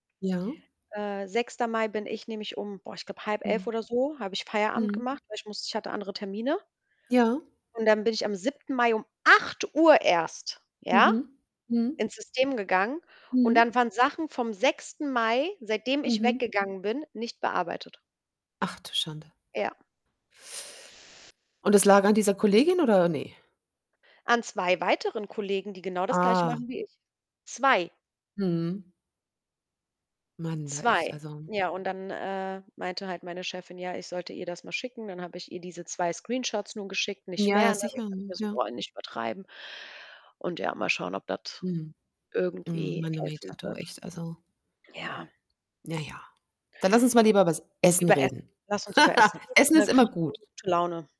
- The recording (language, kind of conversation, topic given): German, unstructured, Welches Gericht erinnert dich an besondere Momente?
- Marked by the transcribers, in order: tapping; distorted speech; chuckle; unintelligible speech